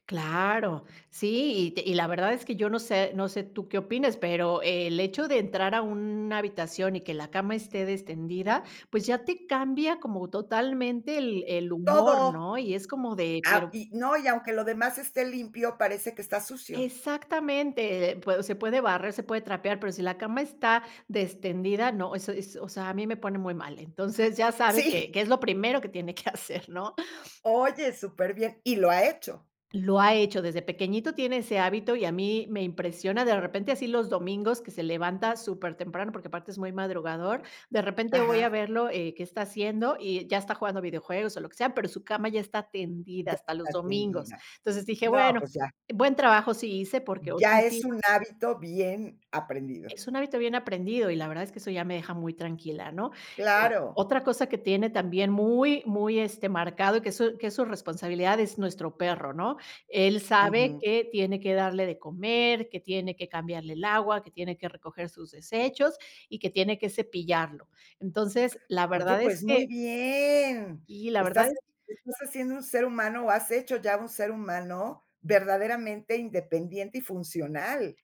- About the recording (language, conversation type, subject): Spanish, podcast, ¿Cómo se reparten las tareas del hogar entre los miembros de la familia?
- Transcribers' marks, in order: laughing while speaking: "que tiene que hacer"; other noise; drawn out: "bien"